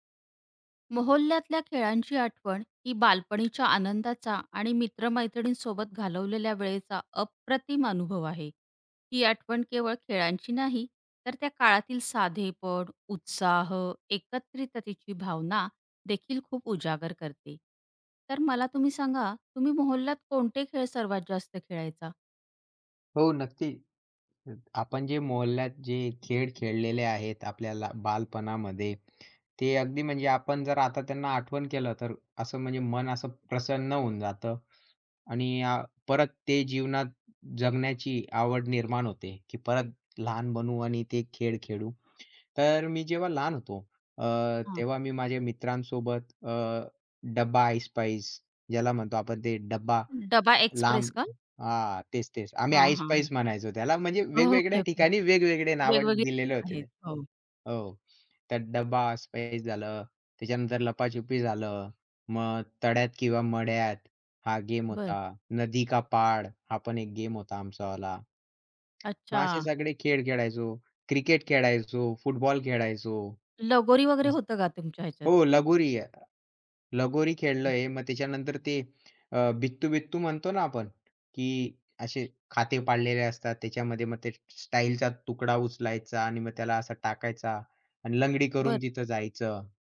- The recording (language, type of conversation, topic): Marathi, podcast, तुमच्या वाडीत लहानपणी खेळलेल्या खेळांची तुम्हाला कशी आठवण येते?
- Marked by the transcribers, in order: in Arabic: "मोहल्ल्यात"; in Arabic: "मोहल्ल्यात"; in Arabic: "मोहल्ल्या"; inhale; inhale; lip smack; inhale; inhale; tongue click; other noise; breath; in English: "टाइल"